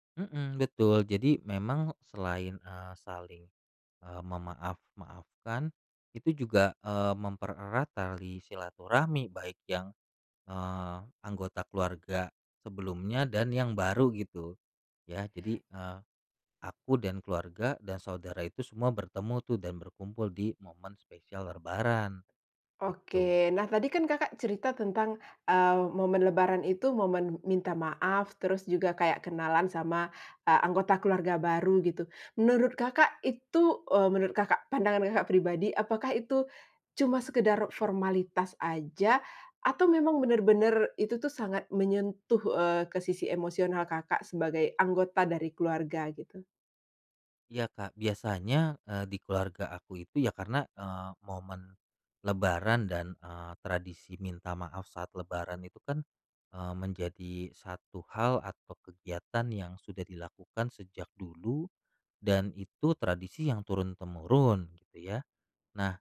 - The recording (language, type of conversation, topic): Indonesian, podcast, Bagaimana tradisi minta maaf saat Lebaran membantu rekonsiliasi keluarga?
- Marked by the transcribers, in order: "lebaran" said as "lerbaran"